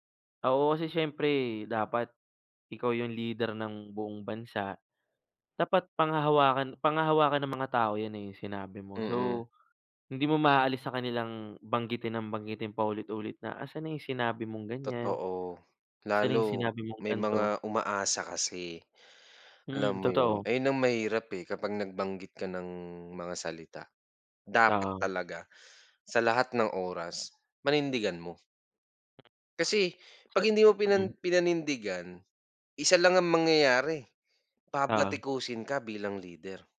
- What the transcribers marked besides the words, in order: none
- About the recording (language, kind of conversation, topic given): Filipino, unstructured, Ano ang palagay mo sa kasalukuyang mga lider ng bansa?